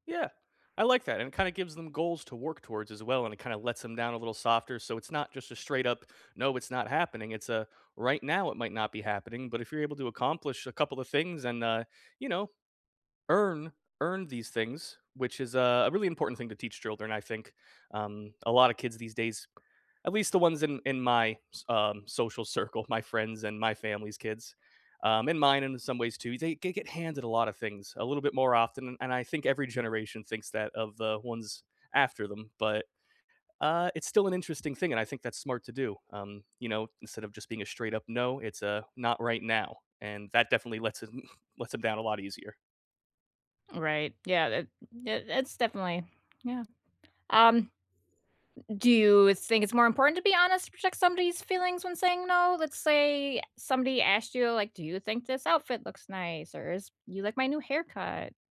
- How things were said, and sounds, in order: other background noise; tapping; laughing while speaking: "circle"; chuckle; inhale
- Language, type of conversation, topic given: English, unstructured, What is a good way to say no without hurting someone’s feelings?
- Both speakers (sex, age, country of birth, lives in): female, 40-44, United States, United States; male, 30-34, United States, United States